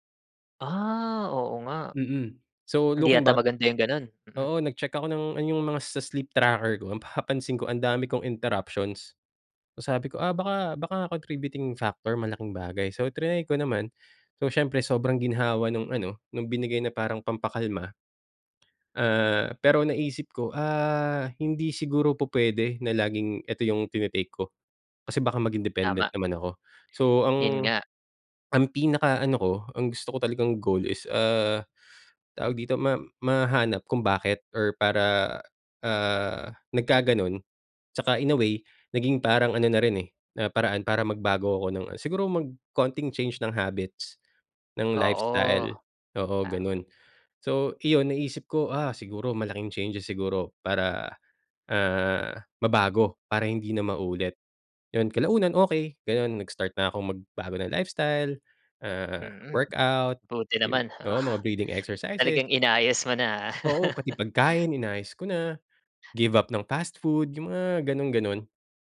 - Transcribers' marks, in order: chuckle; chuckle
- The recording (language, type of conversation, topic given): Filipino, podcast, Kapag nalampasan mo na ang isa mong takot, ano iyon at paano mo ito hinarap?